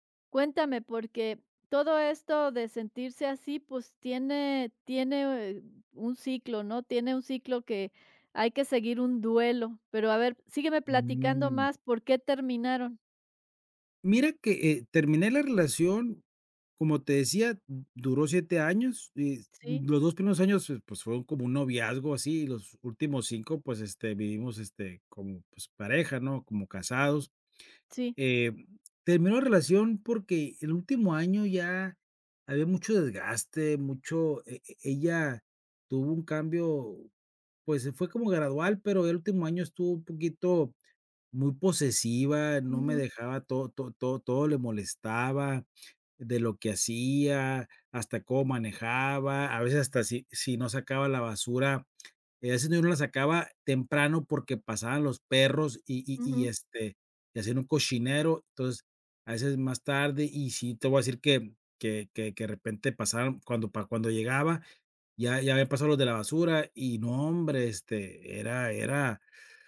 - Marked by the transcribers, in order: none
- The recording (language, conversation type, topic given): Spanish, advice, ¿Cómo ha afectado la ruptura sentimental a tu autoestima?